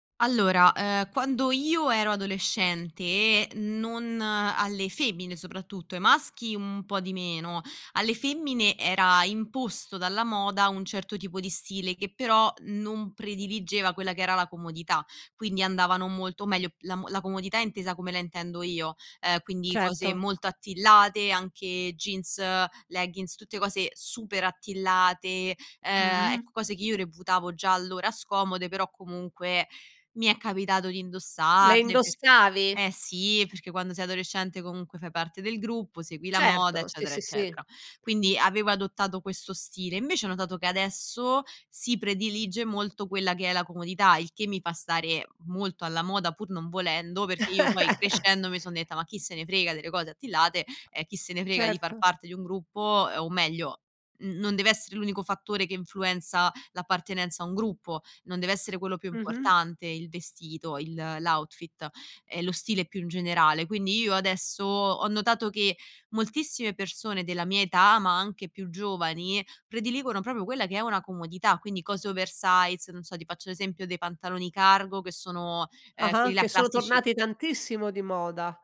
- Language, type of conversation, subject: Italian, podcast, Come pensi che evolva il tuo stile con l’età?
- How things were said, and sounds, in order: tapping; other background noise; chuckle